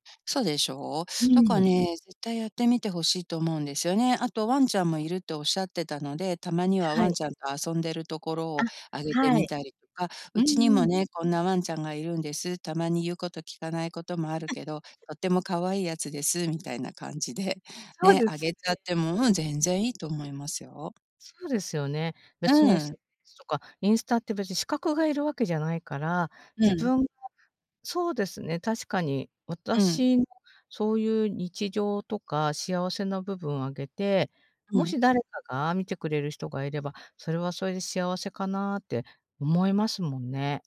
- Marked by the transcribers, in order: other background noise
- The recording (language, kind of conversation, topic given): Japanese, advice, 他人と比べるのをやめて視野を広げるには、どうすればよいですか？